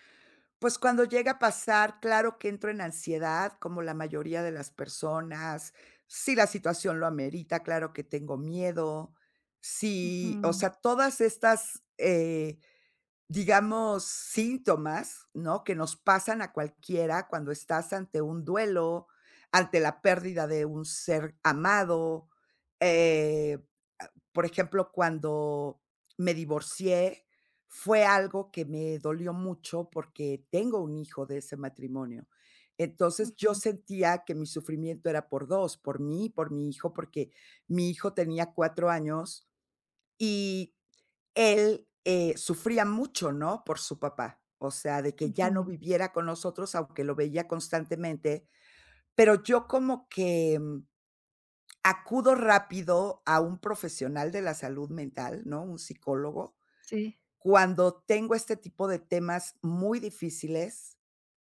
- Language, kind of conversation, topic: Spanish, advice, ¿Por qué me cuesta practicar la autocompasión después de un fracaso?
- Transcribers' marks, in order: none